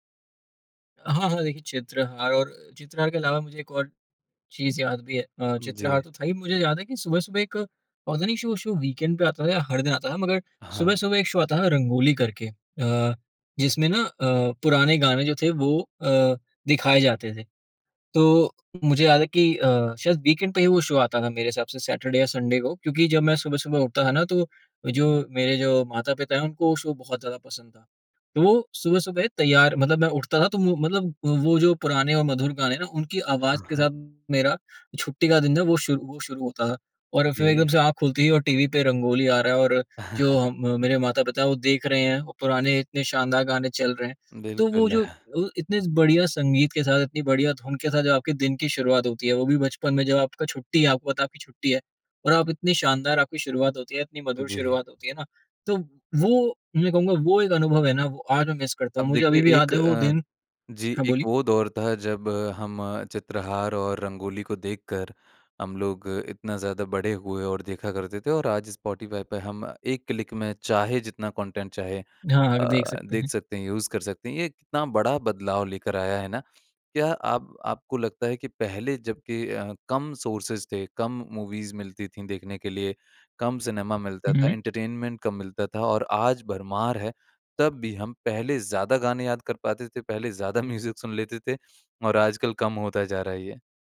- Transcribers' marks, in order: in English: "शो शो, वीकेंड"; in English: "शो"; in English: "वीकेंड"; in English: "शो"; in English: "सैटरडे-संडे"; in English: "शो"; laugh; chuckle; in English: "मिस"; in English: "क्लिक"; in English: "कॉन्टेंट"; in English: "यूज़"; in English: "सोर्सेज"; in English: "मूवीज़"; in English: "एंटरटेनमेंट"; in English: "म्यूज़िक"
- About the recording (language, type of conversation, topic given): Hindi, podcast, क्या अब वेब-सीरीज़ और पारंपरिक टीवी के बीच का फर्क सच में कम हो रहा है?